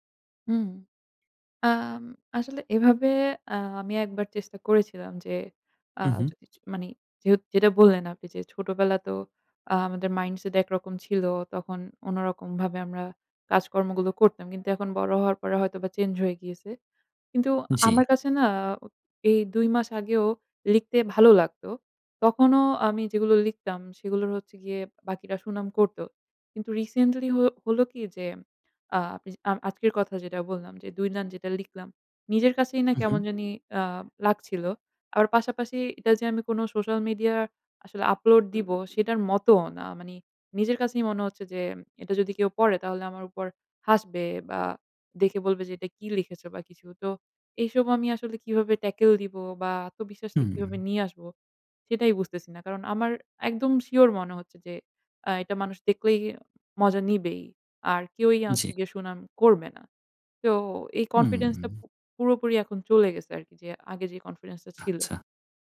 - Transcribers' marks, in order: in English: "মাইন্ডসেট"; in English: "রিসেন্টলি"; in English: "সোশ্যাল মিডিয়া"; in English: "আপলোড"; in English: "ট্যাকল"; in English: "কনফিডেন্স"; in English: "কনফিডেন্স"
- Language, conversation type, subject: Bengali, advice, আপনার আগ্রহ কীভাবে কমে গেছে এবং আগে যে কাজগুলো আনন্দ দিত, সেগুলো এখন কেন আর আনন্দ দেয় না?